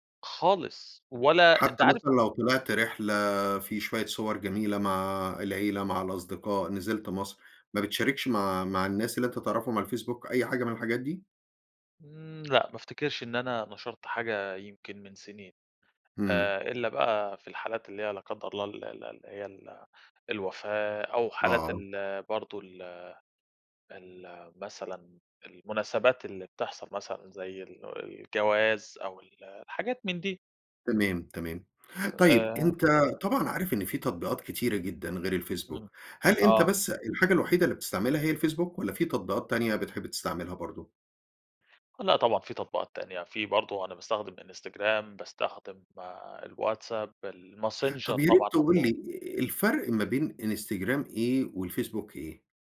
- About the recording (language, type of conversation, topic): Arabic, podcast, سؤال باللهجة المصرية عن أكتر تطبيق بيُستخدم يوميًا وسبب استخدامه
- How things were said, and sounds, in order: none